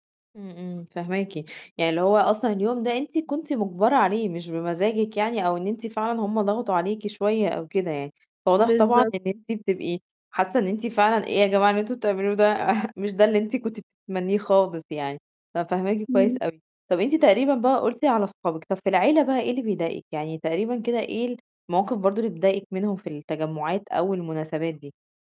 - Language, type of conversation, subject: Arabic, advice, إزاي أوازن بين راحتي الشخصية وتوقعات العيلة والأصحاب في الاحتفالات؟
- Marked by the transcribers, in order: chuckle